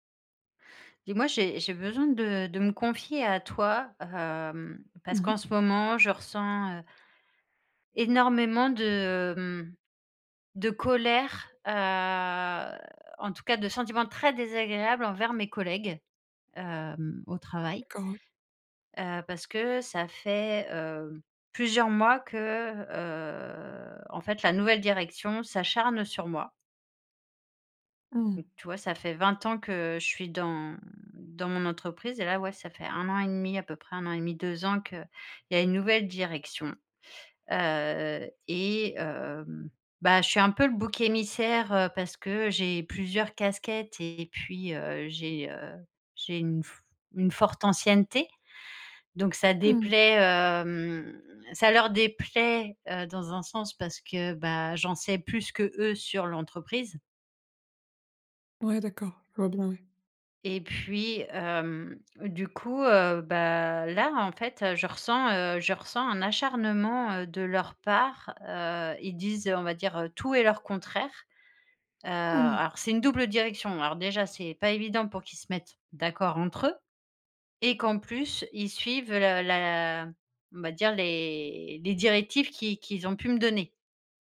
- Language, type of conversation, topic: French, advice, Comment gérer mon ressentiment envers des collègues qui n’ont pas remarqué mon épuisement ?
- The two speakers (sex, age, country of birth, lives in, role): female, 25-29, France, France, advisor; female, 40-44, France, France, user
- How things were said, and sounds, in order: drawn out: "heu"; stressed: "très"; unintelligible speech